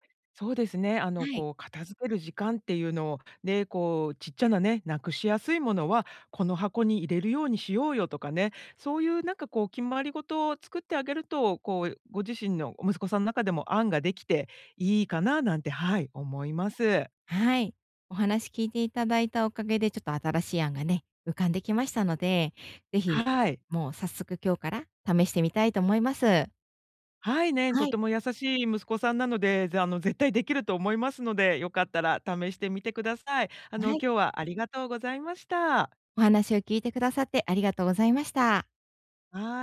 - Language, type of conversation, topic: Japanese, advice, 家の散らかりは私のストレスにどのような影響を与えますか？
- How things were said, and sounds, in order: none